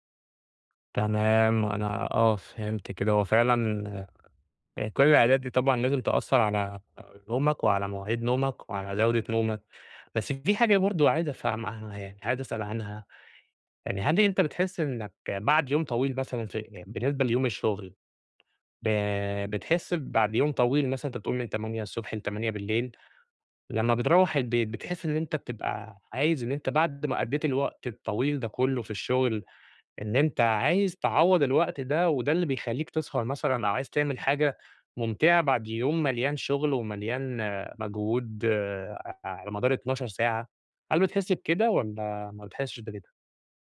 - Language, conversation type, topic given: Arabic, advice, صعوبة الالتزام بوقت نوم ثابت
- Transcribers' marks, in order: tapping